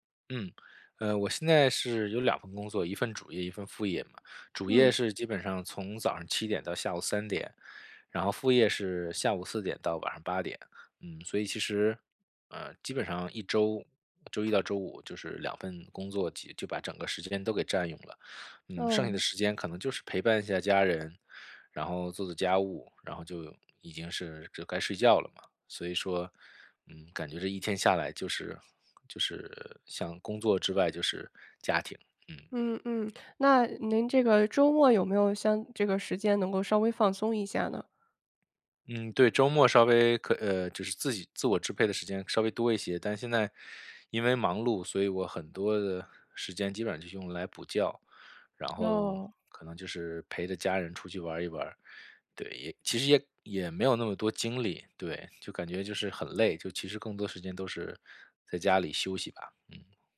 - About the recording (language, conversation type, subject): Chinese, advice, 在忙碌的生活中，我如何坚持自我照护？
- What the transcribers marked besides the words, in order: none